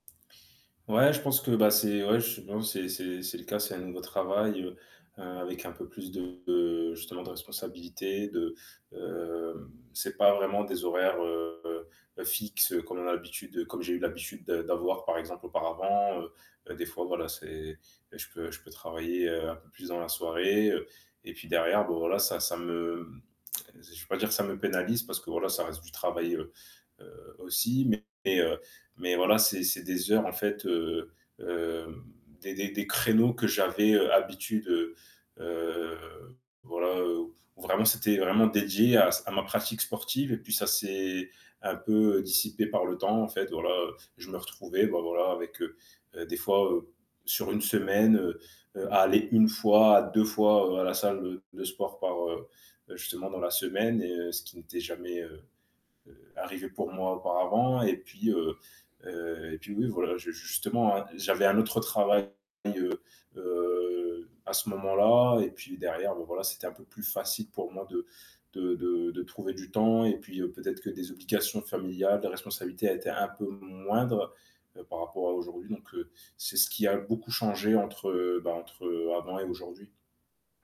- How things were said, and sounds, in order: other background noise; static; distorted speech; tsk
- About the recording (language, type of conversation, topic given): French, advice, Comment faire du sport quand on manque de temps entre le travail et la famille ?
- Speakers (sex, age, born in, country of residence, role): male, 25-29, France, France, user; male, 40-44, France, France, advisor